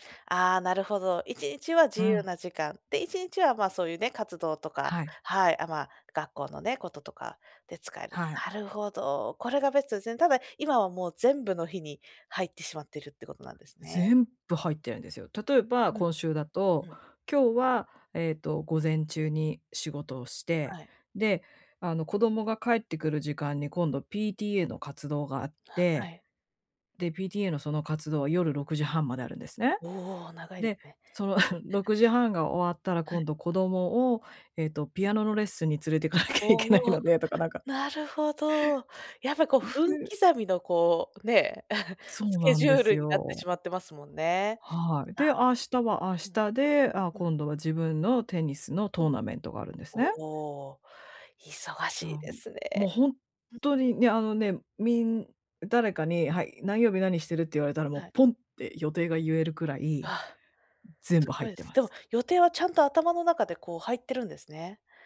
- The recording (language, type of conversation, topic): Japanese, advice, 人間関係の期待に応えつつ、自分の時間をどう確保すればよいですか？
- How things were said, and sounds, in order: scoff; laughing while speaking: "行かなきゃいけないのでとかなんか"; unintelligible speech; chuckle; other noise